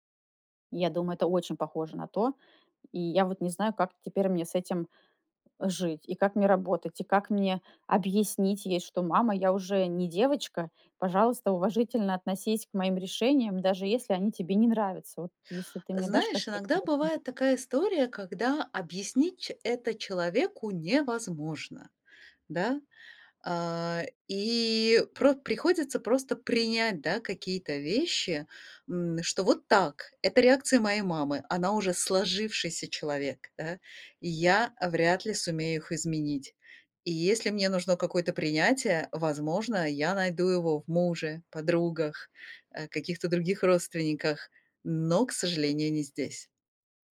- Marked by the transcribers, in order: unintelligible speech
- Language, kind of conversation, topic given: Russian, advice, Как вы справляетесь с постоянной критикой со стороны родителей?